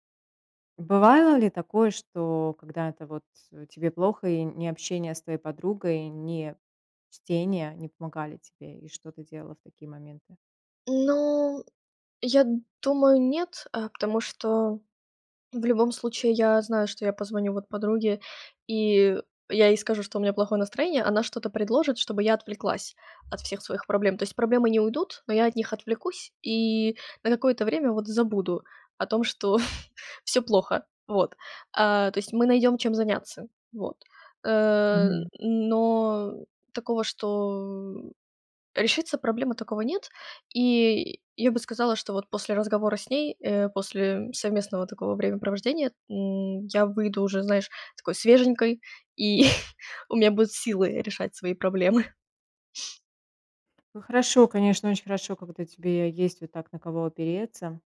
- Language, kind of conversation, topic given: Russian, podcast, Что в обычном дне приносит тебе маленькую радость?
- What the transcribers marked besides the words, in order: chuckle; drawn out: "Э, но такого, что"; chuckle; tapping